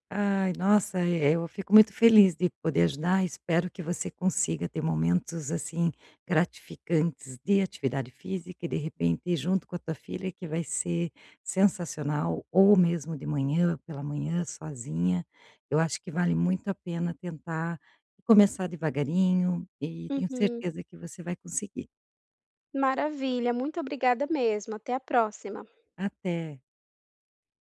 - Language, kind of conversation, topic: Portuguese, advice, Por que eu sempre adio começar a praticar atividade física?
- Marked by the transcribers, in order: tapping